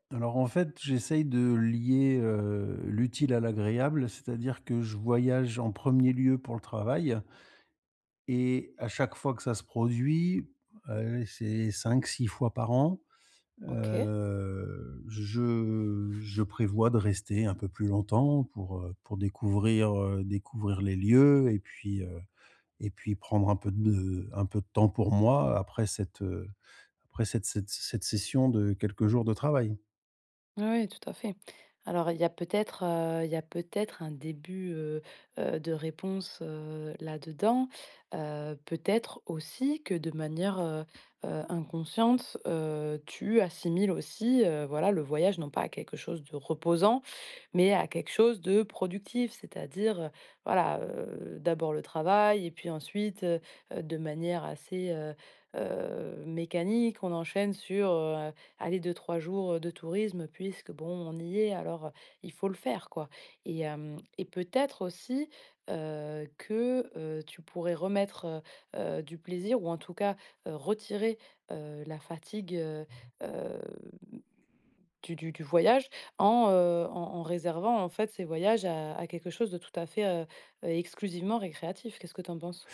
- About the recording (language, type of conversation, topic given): French, advice, Comment gérer la fatigue et les imprévus en voyage ?
- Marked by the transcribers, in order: drawn out: "heu"; tapping; drawn out: "heu"; other background noise